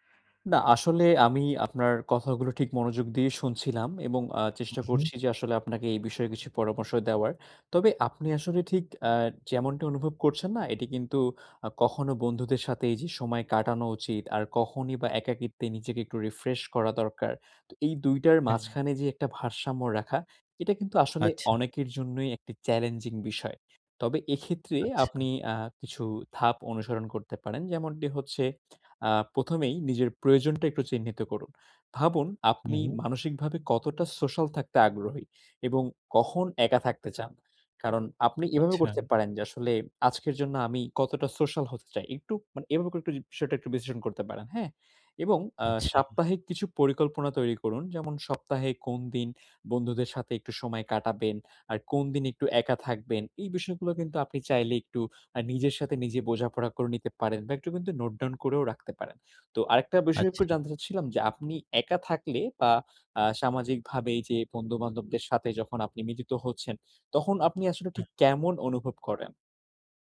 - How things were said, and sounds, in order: lip smack
- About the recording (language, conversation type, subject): Bengali, advice, সামাজিকতা এবং একাকীত্বের মধ্যে কীভাবে সঠিক ভারসাম্য বজায় রাখব?